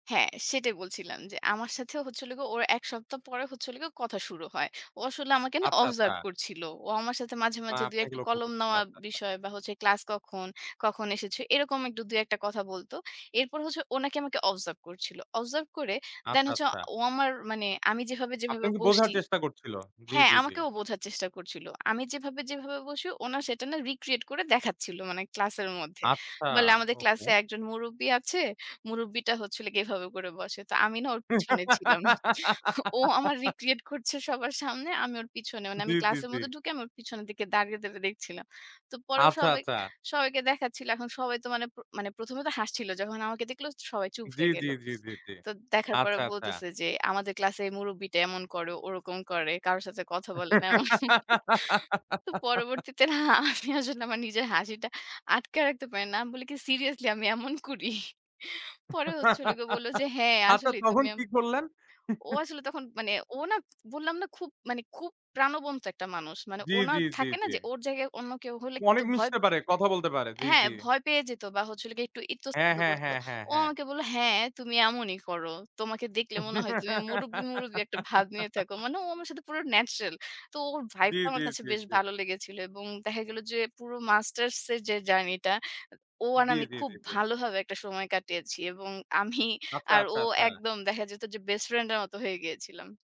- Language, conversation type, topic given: Bengali, podcast, হাস্যরস কাজে লাগালে কথোপকথন কেমন হয়?
- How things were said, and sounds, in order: giggle; laughing while speaking: "ছিলাম। ও আমার রিক্রিয়েট করছে সবার সামনে"; giggle; laughing while speaking: "এমন। তো পরবর্তীতে না আমি … আসলেই তুমি এম"; giggle; laughing while speaking: "আচ্ছা, তখন কি করলেন?"; giggle; laughing while speaking: "আমি আর ও"